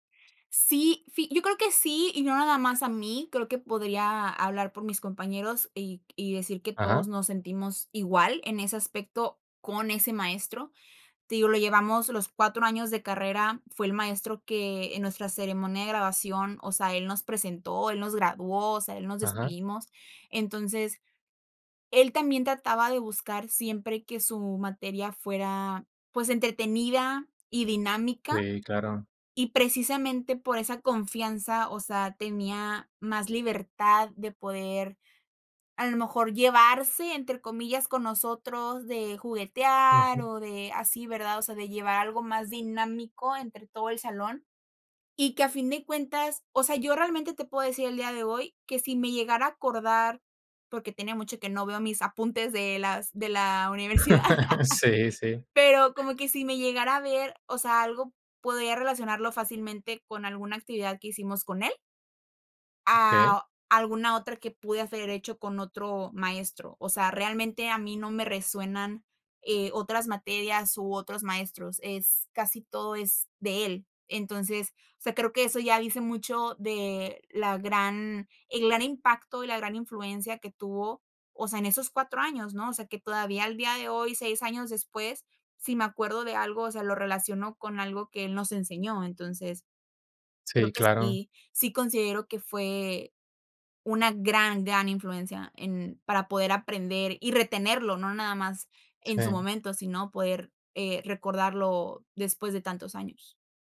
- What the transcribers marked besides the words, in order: laugh
- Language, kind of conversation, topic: Spanish, podcast, ¿Qué profesor o profesora te inspiró y por qué?